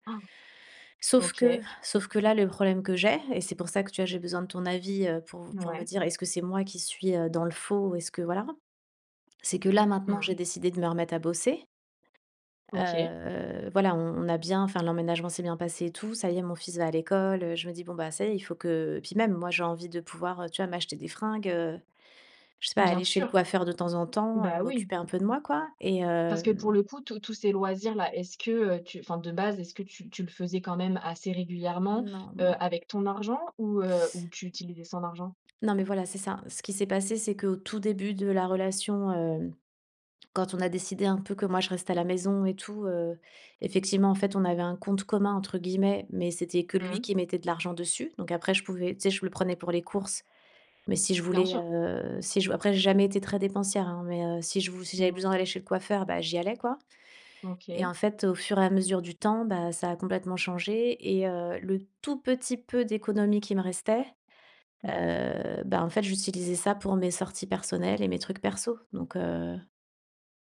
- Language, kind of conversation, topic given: French, advice, Comment gérer des disputes financières fréquentes avec mon partenaire ?
- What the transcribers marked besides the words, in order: gasp; drawn out: "Heu"; tapping